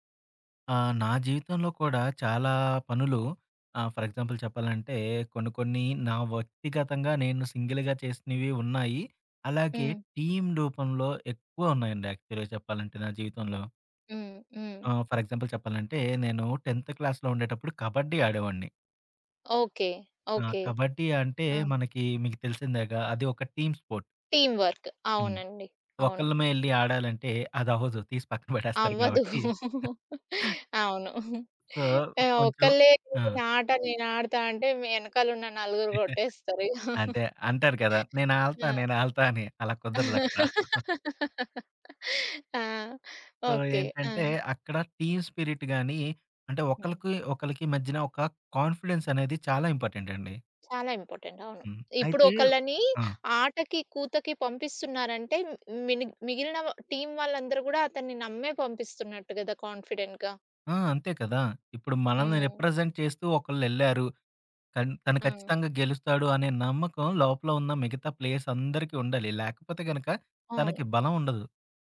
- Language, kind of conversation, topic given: Telugu, podcast, మీరు మీ టీమ్‌లో విశ్వాసాన్ని ఎలా పెంచుతారు?
- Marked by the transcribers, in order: in English: "ఫర్ ఎగ్జాంపుల్"; in English: "సింగిల్‌గా"; in English: "టీమ్"; in English: "యాక్చువల్‌గా"; in English: "ఫర్ ఎగ్జాంపుల్"; in English: "టెన్త్ క్లాస్‌లో"; in English: "టీమ్ స్పోర్ట్"; in English: "టీమ్ వర్క్"; tapping; giggle; chuckle; in English: "సో"; chuckle; other background noise; laugh; chuckle; in English: "సో"; in English: "టీమ్ స్పిరిట్"; in English: "కాన్ఫిడెన్స్"; in English: "ఇంపార్టెంట్"; in English: "ఇంపార్టెంట్"; in English: "టీమ్"; in English: "కాన్ఫిడెంట్‌గా"; in English: "రిప్రజెంట్"; in English: "ప్లేయర్స్"